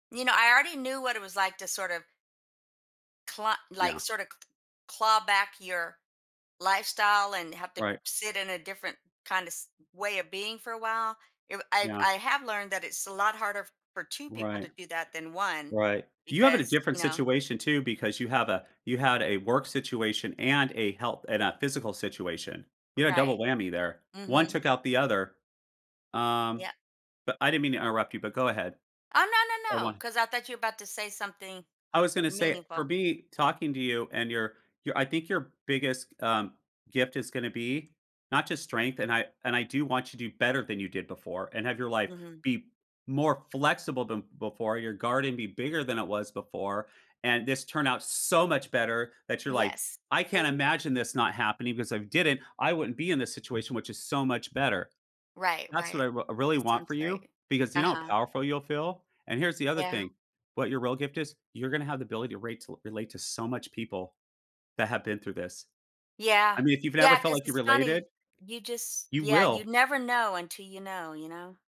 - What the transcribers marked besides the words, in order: tapping; stressed: "so"; other background noise
- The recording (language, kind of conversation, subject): English, advice, How can I turn my hope into a clear plan to set and achieve personal goals?
- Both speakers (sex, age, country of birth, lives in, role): female, 60-64, France, United States, user; male, 50-54, United States, United States, advisor